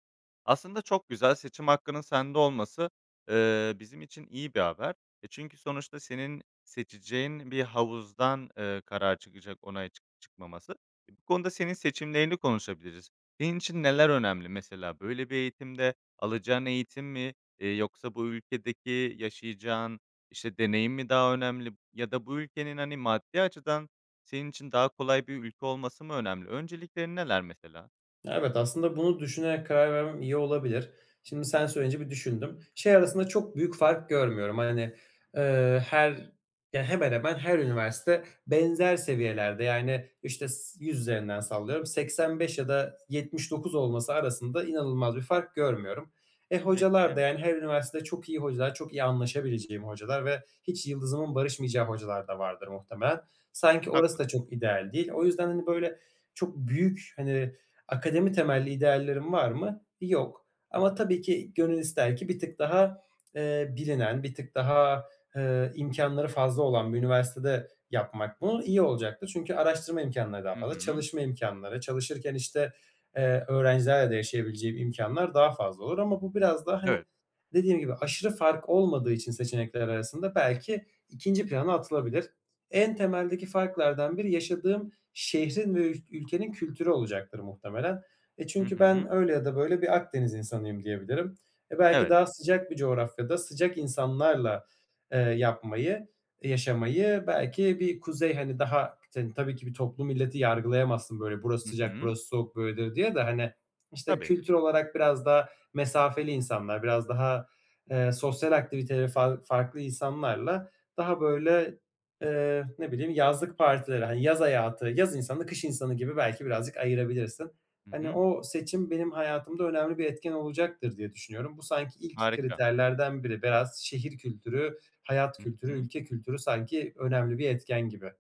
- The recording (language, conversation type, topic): Turkish, advice, Gelecek belirsizliği yüzünden sürekli kaygı hissettiğimde ne yapabilirim?
- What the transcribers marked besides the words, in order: other background noise